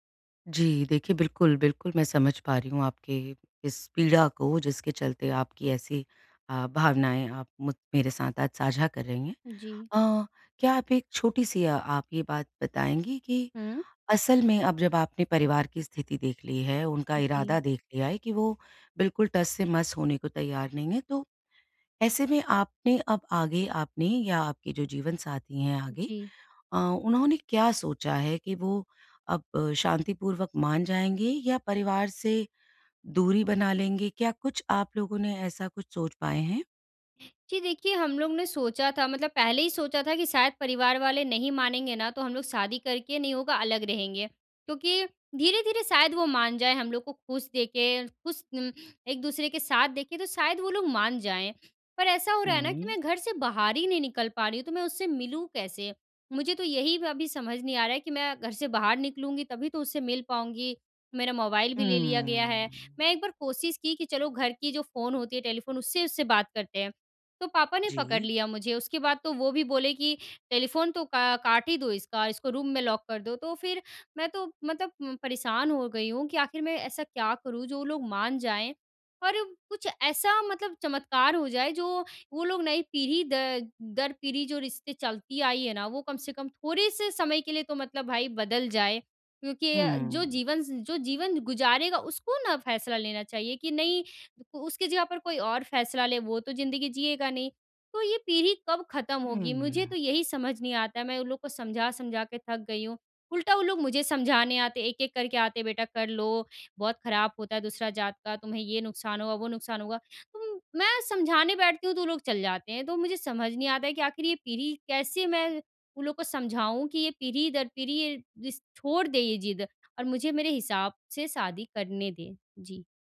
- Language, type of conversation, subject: Hindi, advice, पीढ़ियों से चले आ रहे पारिवारिक संघर्ष से कैसे निपटें?
- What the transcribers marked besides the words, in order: in English: "रूम"; in English: "लॉक"